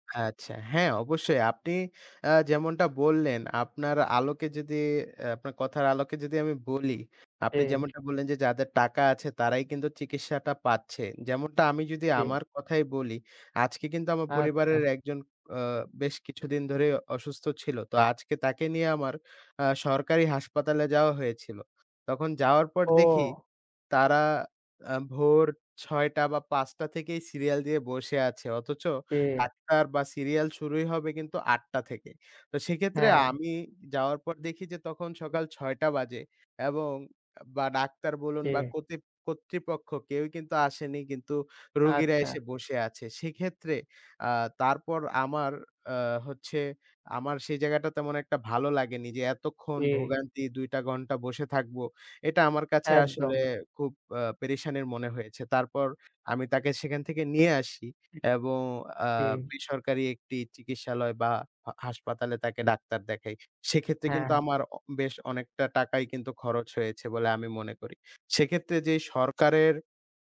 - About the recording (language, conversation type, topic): Bengali, unstructured, আপনার কি মনে হয়, সমাজে সবাই কি সমান সুযোগ পায়?
- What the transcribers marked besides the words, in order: tapping